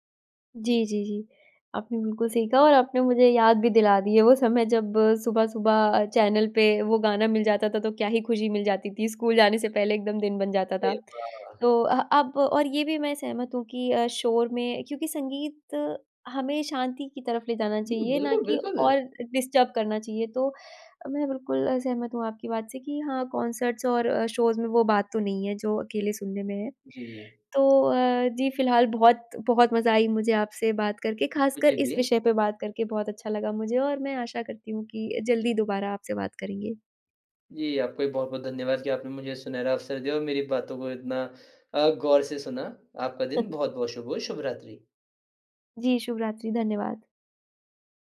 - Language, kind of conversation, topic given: Hindi, podcast, कौन-सा गाना आपको किसी की याद दिलाता है?
- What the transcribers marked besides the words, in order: other background noise; unintelligible speech; in English: "डिस्टर्ब"; in English: "कंसर्ट्स"; in English: "शोज़"; chuckle; tapping